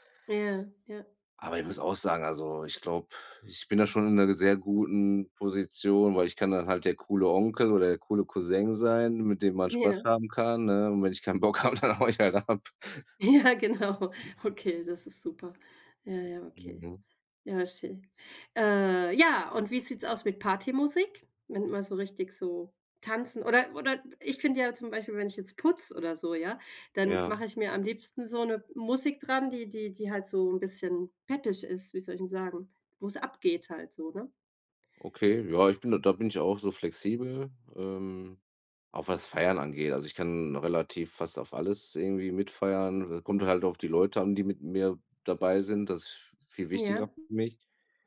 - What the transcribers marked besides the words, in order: laughing while speaking: "hab, dann haue ich halt ab"; laughing while speaking: "Ja, genau"; other background noise
- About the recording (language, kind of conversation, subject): German, unstructured, Wie beeinflusst Musik deine Stimmung?